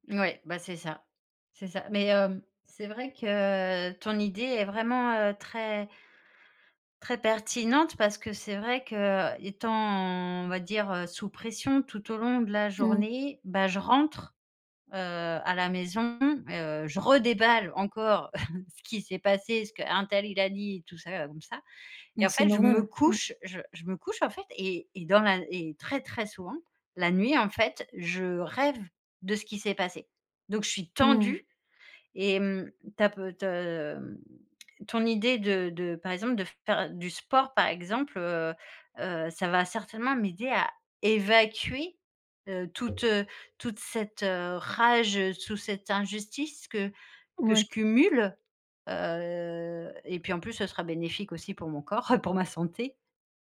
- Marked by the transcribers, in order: stressed: "rentre"; stressed: "redéballe"; chuckle; stressed: "couche"; tapping; stressed: "rêve"; stressed: "tendue"; stressed: "évacuer"; other background noise; drawn out: "Heu"; chuckle
- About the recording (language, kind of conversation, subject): French, advice, Comment gérer mon ressentiment envers des collègues qui n’ont pas remarqué mon épuisement ?